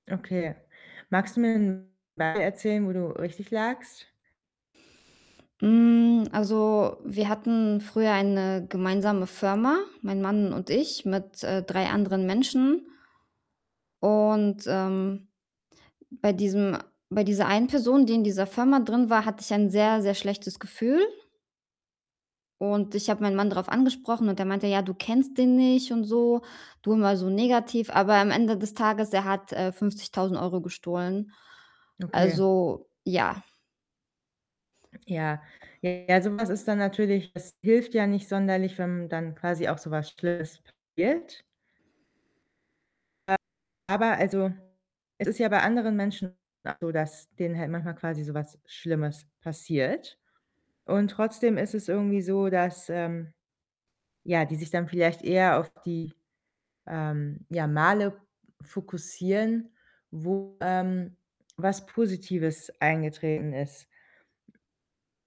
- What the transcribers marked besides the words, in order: static; distorted speech; other background noise; tapping
- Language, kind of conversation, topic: German, advice, Wie kann ich verhindern, dass Angst meinen Alltag bestimmt und mich definiert?